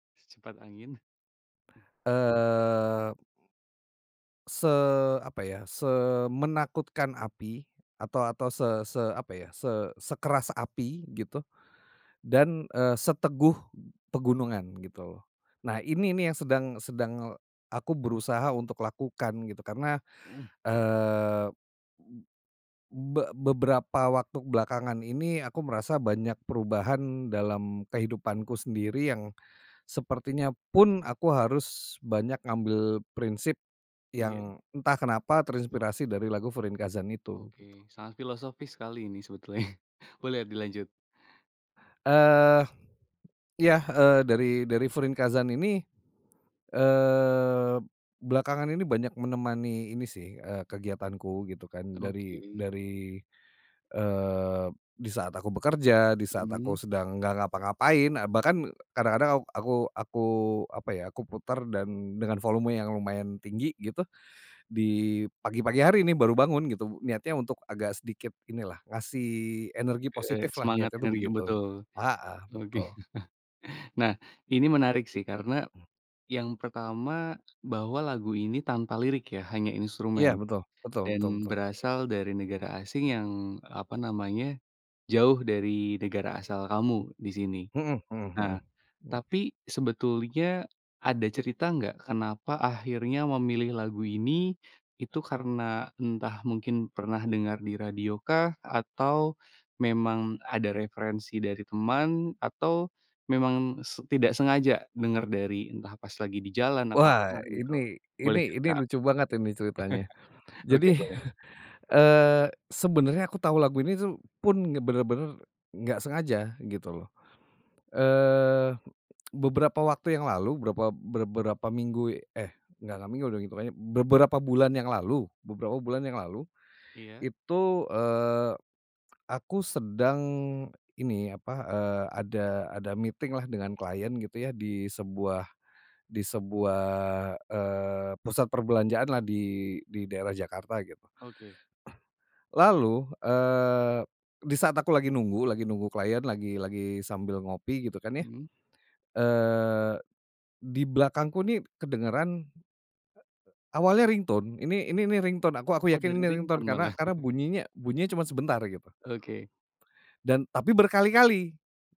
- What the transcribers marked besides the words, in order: tapping; chuckle; other background noise; chuckle; chuckle; laughing while speaking: "Jadi"; tsk; in English: "meeting"; cough; in English: "ringtone"; in English: "ringtone"; in English: "ringtone"; in English: "ringtone"; chuckle
- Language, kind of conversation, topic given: Indonesian, podcast, Lagu apa yang menurutmu paling menggambarkan hidupmu saat ini?